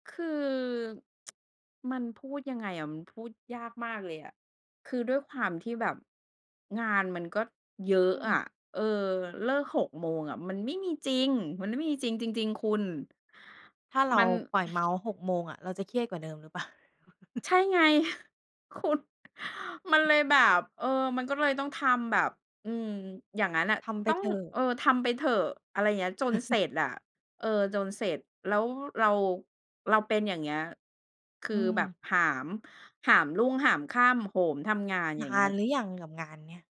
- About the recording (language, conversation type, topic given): Thai, podcast, มีวิธีลดความเครียดหลังเลิกงานอย่างไรบ้าง?
- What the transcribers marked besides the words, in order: tsk; chuckle; chuckle